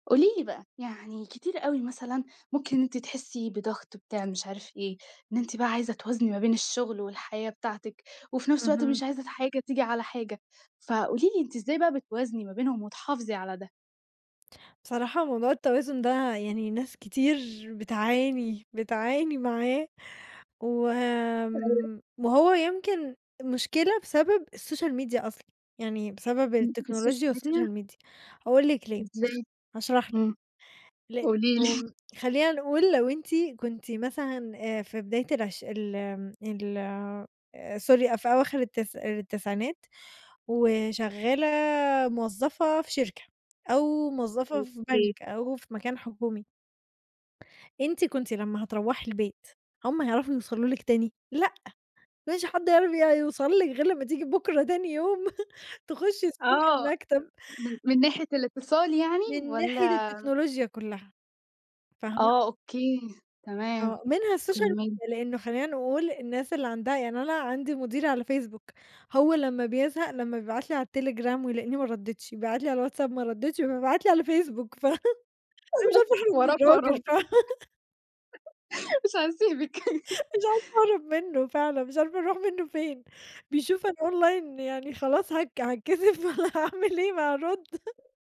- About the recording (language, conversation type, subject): Arabic, podcast, إزاي بتحافظ على توازن ما بين الشغل وحياتك؟
- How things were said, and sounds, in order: tapping; unintelligible speech; in English: "الSocial Media"; in English: "الSocial Media؟"; in English: "والSocial Media"; laughing while speaking: "لي"; chuckle; in English: "الSocial Media"; laugh; laughing while speaking: "ف"; laughing while speaking: "وراك وراك، مش هاسيبِك"; laughing while speaking: "ف"; laugh; laughing while speaking: "مش عارفة أهرب منه فعلًا، مش عارفة أروح منه فين"; in English: "Online"; laughing while speaking: "هاتكسف والّا هاعمل إيه، ما أرد"